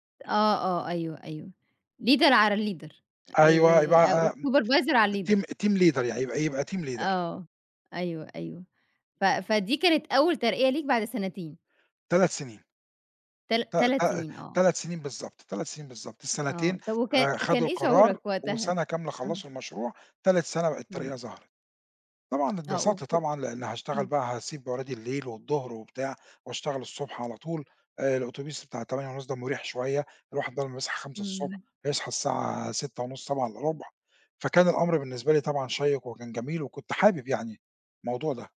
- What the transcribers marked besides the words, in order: in English: "leader"; in English: "leader"; in English: "الsupervisor"; in English: "الteam الteam leader"; in English: "الleader"; in English: "team leader"
- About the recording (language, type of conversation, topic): Arabic, podcast, إيه نصيحتك لخريج جديد داخل سوق الشغل؟